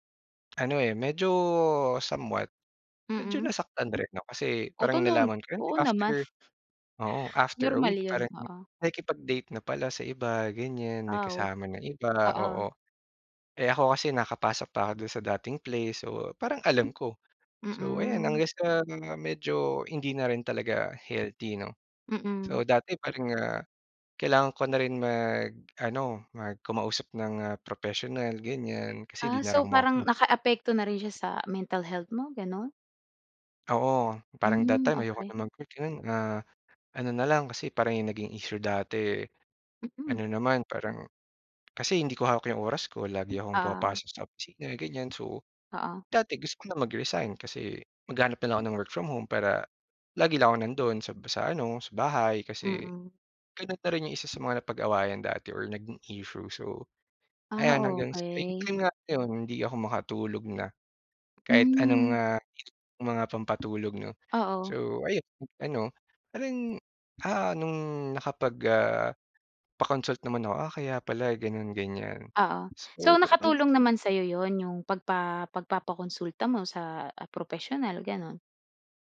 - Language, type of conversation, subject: Filipino, podcast, Paano ka nagpapasya kung iiwan mo o itutuloy ang isang relasyon?
- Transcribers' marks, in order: tapping; other background noise